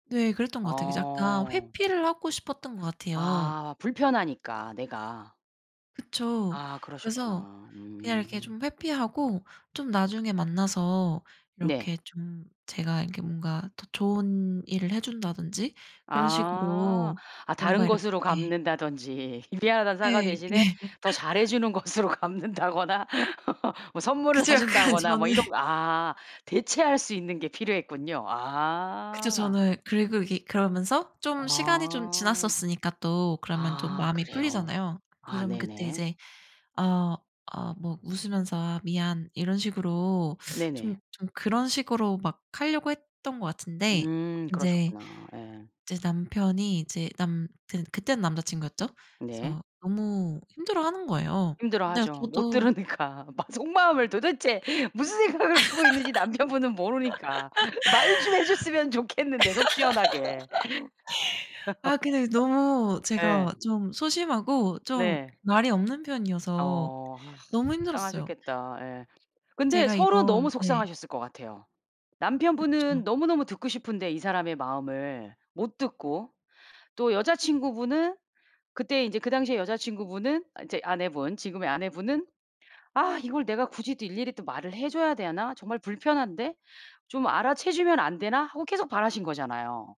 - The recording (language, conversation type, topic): Korean, podcast, 사과할 때 어떤 말이 가장 진심으로 들리나요?
- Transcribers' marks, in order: tapping; laughing while speaking: "갚는다든지"; other background noise; laughing while speaking: "네"; laugh; laughing while speaking: "것으로 갚는다거나 뭐 선물을 사준다거나"; laughing while speaking: "그쵸. 약간 저는"; laughing while speaking: "못 들으니까. 막 속마음을 도대체 … 좋겠는데 속 시원하게"; laugh; laugh